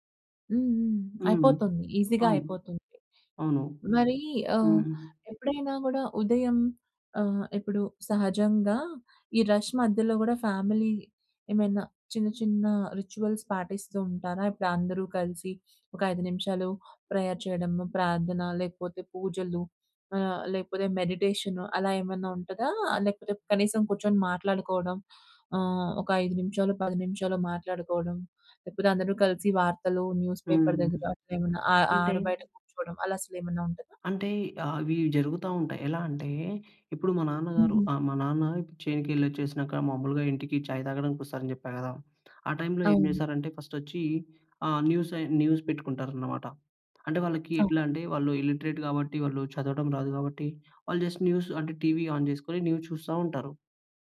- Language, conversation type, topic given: Telugu, podcast, మీ కుటుంబం ఉదయం ఎలా సిద్ధమవుతుంది?
- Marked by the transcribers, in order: in English: "ఈజీగా"; in English: "రష్"; in English: "ఫ్యామిలీ"; in English: "రిచ్యువల్స్"; in English: "ప్రేయర్"; in English: "మెడిటేషన్"; in English: "న్యూస్ పేపర్"; in English: "న్యూస్"; in English: "ఇల్లిటరేట్"; tapping; in English: "జస్ట్ న్యూస్"; in English: "ఆన్"; in English: "న్యూస్"